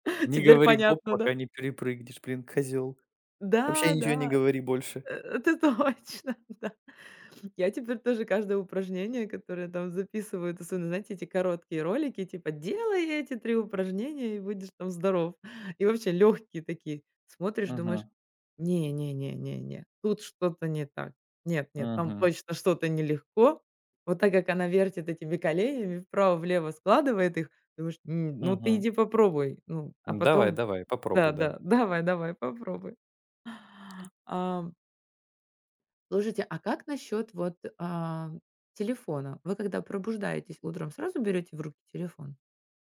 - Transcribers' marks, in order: joyful: "Теперь понятно, да?"; laughing while speaking: "точно, да"; laughing while speaking: "давай"; tapping
- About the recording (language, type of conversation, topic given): Russian, unstructured, Какие маленькие радости делают твой день лучше?